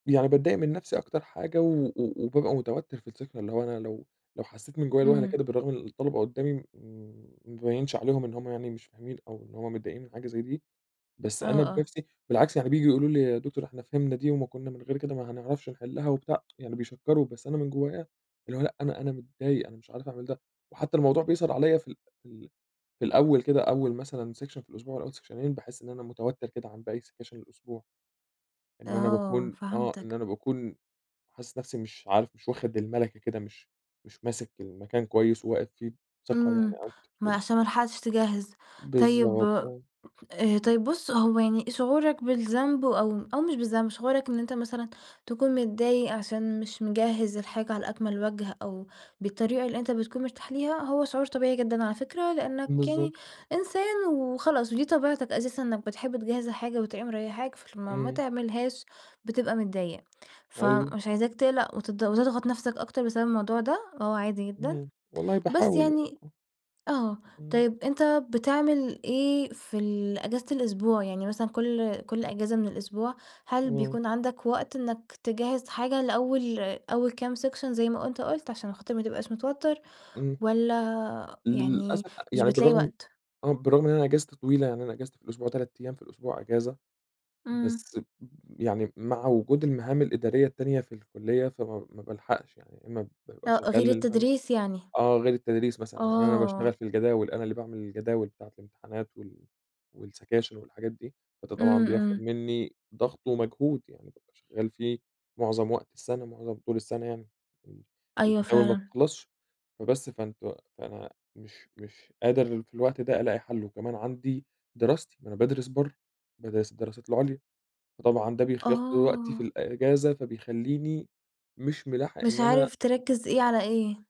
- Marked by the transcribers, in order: in English: "السكشن"; in English: "سكشن"; in English: "سكشنين"; in English: "سكاشن"; tapping; unintelligible speech; in English: "سكشن"; unintelligible speech; in English: "والسكاشن"
- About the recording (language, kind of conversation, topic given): Arabic, advice, إزاي ضغط الشغل والمواعيد النهائية بيخلّوك حاسس بتوتر على طول؟